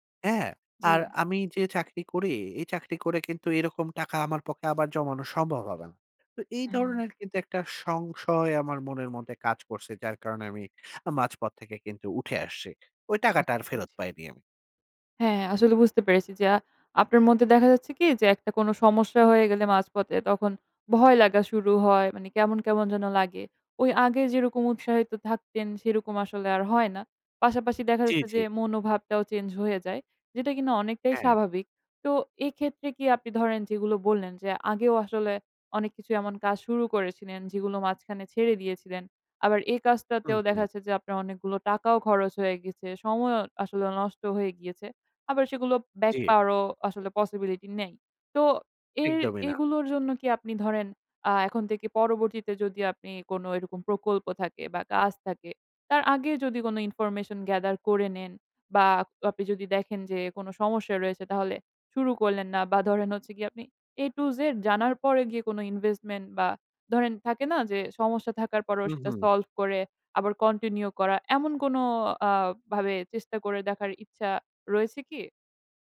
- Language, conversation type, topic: Bengali, advice, আপনি কেন প্রায়ই কোনো প্রকল্প শুরু করে মাঝপথে থেমে যান?
- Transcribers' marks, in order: other noise; in English: "possibility"; in English: "information gather"; in English: "A to Z"; in English: "investment"; in English: "solve"; in English: "continue"